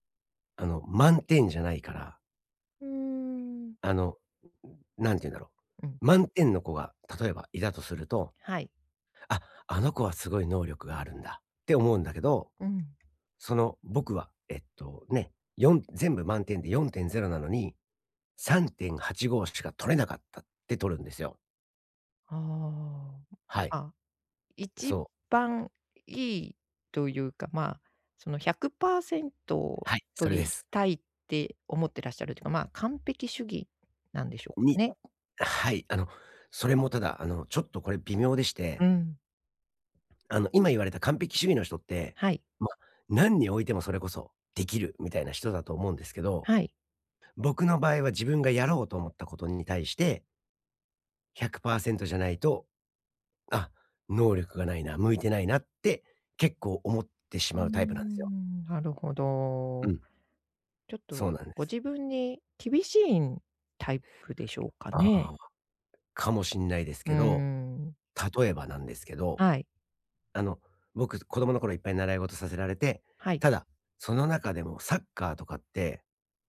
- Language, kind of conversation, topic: Japanese, advice, 自分の能力に自信が持てない
- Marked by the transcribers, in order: none